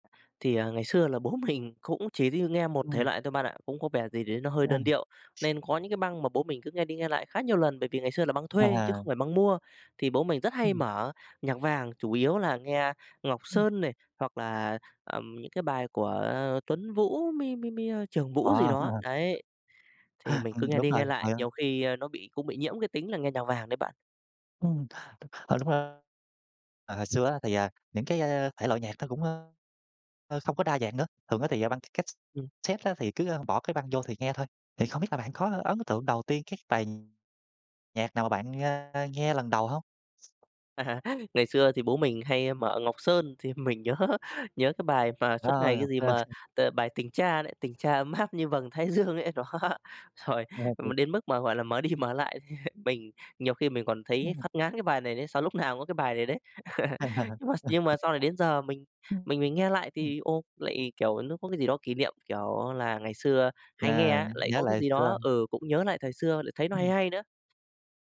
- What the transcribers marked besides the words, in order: unintelligible speech; other background noise; tapping; laughing while speaking: "À"; laughing while speaking: "thì mình nhớ"; chuckle; laughing while speaking: "áp"; laughing while speaking: "đó"; unintelligible speech; laughing while speaking: "đi"; chuckle; laugh
- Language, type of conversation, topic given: Vietnamese, podcast, Gia đình bạn thường nghe nhạc gì, và điều đó ảnh hưởng đến bạn như thế nào?